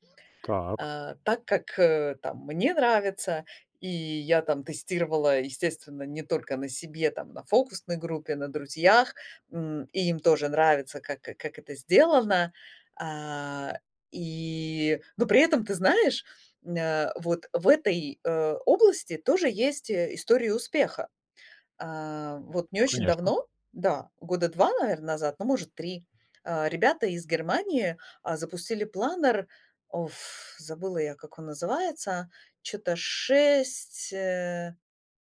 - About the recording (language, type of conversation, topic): Russian, advice, Как справиться с постоянным страхом провала при запуске своего первого продукта?
- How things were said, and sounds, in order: drawn out: "А, и"